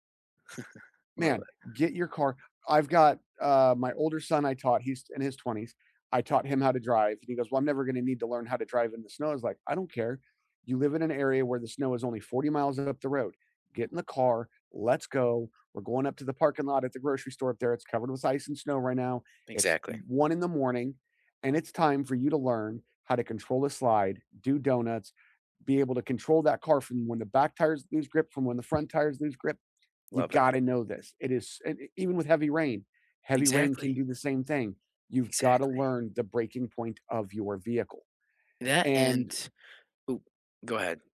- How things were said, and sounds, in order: chuckle; other background noise
- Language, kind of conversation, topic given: English, unstructured, If you could add one real-world class to your school days, what would it be and why?
- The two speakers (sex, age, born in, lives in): male, 18-19, United States, United States; male, 45-49, United States, United States